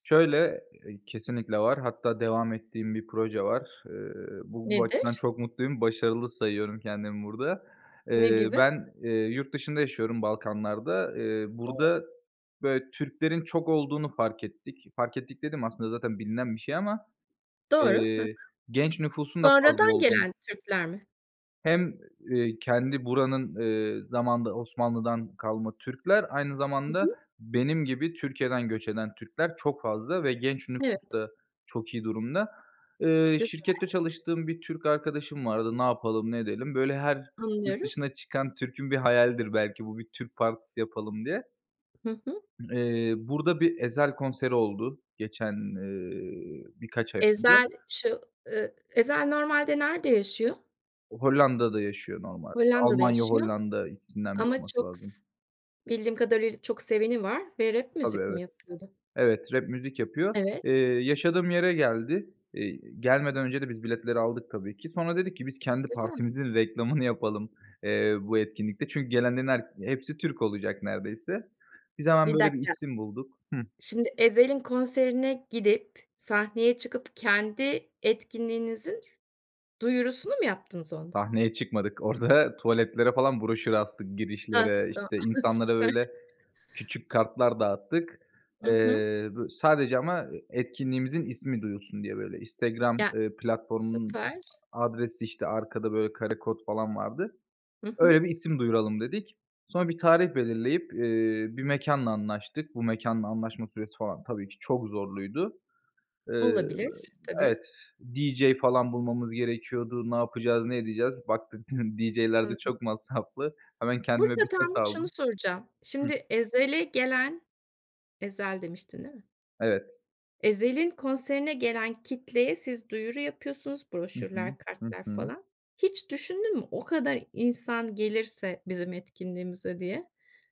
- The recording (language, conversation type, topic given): Turkish, podcast, Favori projen hangisiydi ve bu projede neler yaptın?
- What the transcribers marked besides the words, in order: unintelligible speech; other background noise; laughing while speaking: "Süper"